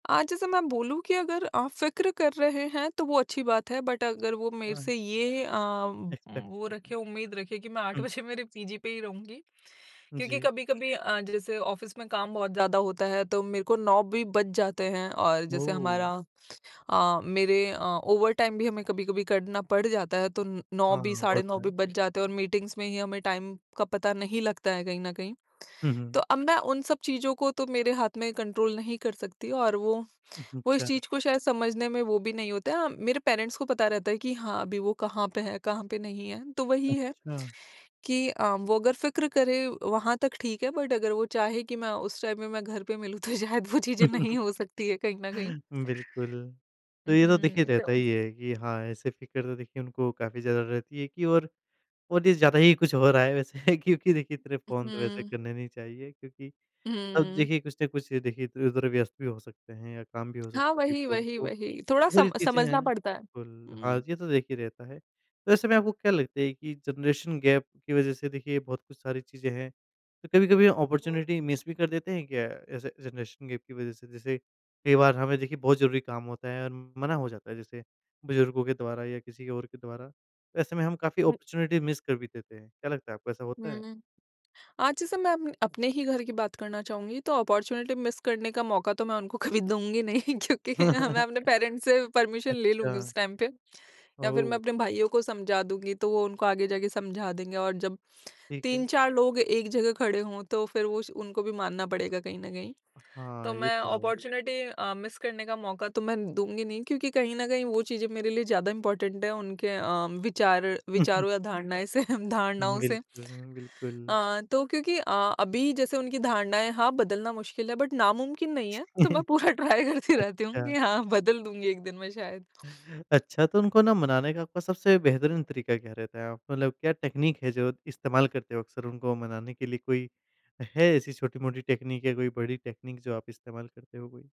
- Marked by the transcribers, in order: in English: "बट"; unintelligible speech; laughing while speaking: "बजे"; in English: "ऑफ़िस"; in English: "ओवर टाइम"; in English: "मीटिंग्स"; in English: "टाइम"; tongue click; in English: "कंट्रोल"; in English: "पेरेंट्स"; lip smack; in English: "बट"; in English: "टाइम"; laughing while speaking: "तो शायद वो चीज़ें नहीं हो सकती है कहीं न कहीं"; laugh; laughing while speaking: "वैसे"; unintelligible speech; in English: "जनरेशन गैप"; in English: "अपॉर्च्युनिटी मिस"; other noise; in English: "जनरेशन गैप"; in English: "अपॉर्च्युनिटी मिस"; in English: "अपॉर्च्युनिटी मिस"; laughing while speaking: "कभी दूँगी नहीं, क्योंकि अ, मैं अपने पेरेंट्स से परमिशन ले लूँगी"; chuckle; other background noise; in English: "पेरेंट्स"; in English: "परमिशन"; in English: "टाइम"; tongue click; in English: "अपॉर्च्युनिटी"; in English: "मिस"; in English: "इम्पोर्टेंट"; chuckle; laughing while speaking: "से"; in English: "बट"; chuckle; laughing while speaking: "पूरा ट्राई करती रहती हूँ … दिन में शायद"; in English: "ट्राई"; tapping; in English: "टेक्निक"; in English: "टेक्निक"; in English: "टेक्निक"
- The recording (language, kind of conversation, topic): Hindi, podcast, आप बुजुर्गों के साथ असहमति कैसे जाहिर करते हैं?